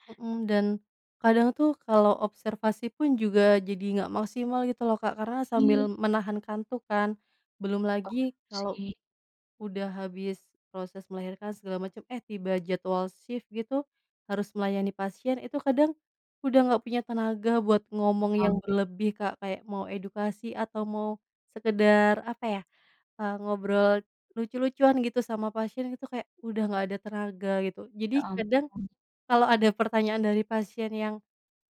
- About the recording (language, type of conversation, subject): Indonesian, advice, Bagaimana cara mengatasi jam tidur yang berantakan karena kerja shift atau jadwal yang sering berubah-ubah?
- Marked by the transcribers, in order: other background noise; in English: "shift"